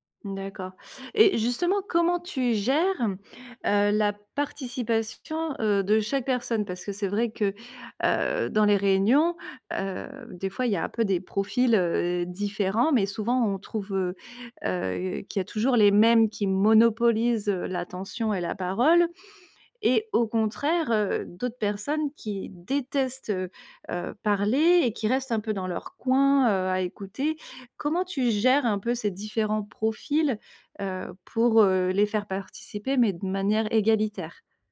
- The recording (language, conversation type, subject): French, podcast, Quelle est, selon toi, la clé d’une réunion productive ?
- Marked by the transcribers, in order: none